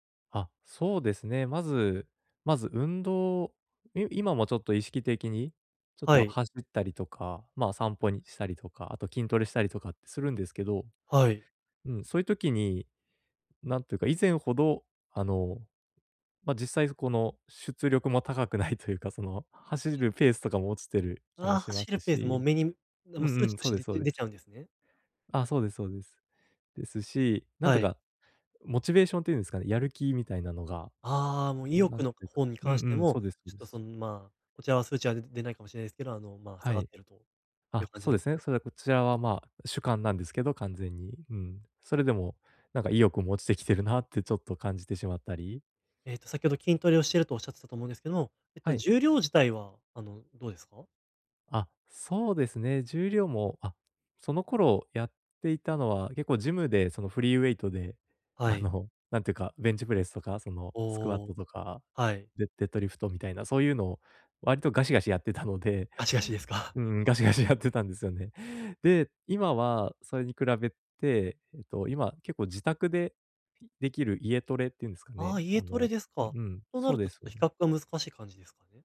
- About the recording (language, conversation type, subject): Japanese, advice, 毎日のエネルギー低下が疲れなのか燃え尽きなのか、どのように見分ければよいですか？
- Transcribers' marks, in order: in English: "フリーウェイト"; in English: "ベンチプレス"; in English: "デ デッドリフト"; laughing while speaking: "うん、ガシガシやってたんですよね"